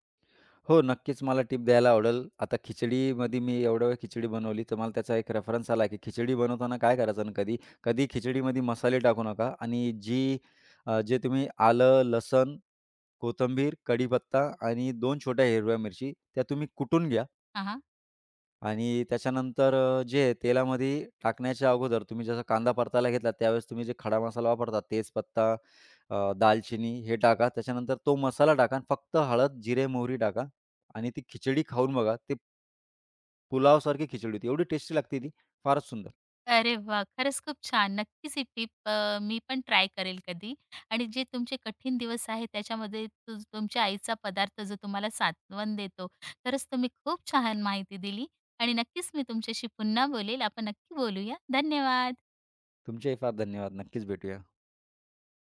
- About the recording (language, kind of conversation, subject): Marathi, podcast, कठीण दिवसानंतर तुम्हाला कोणता पदार्थ सर्वाधिक दिलासा देतो?
- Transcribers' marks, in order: tapping; other background noise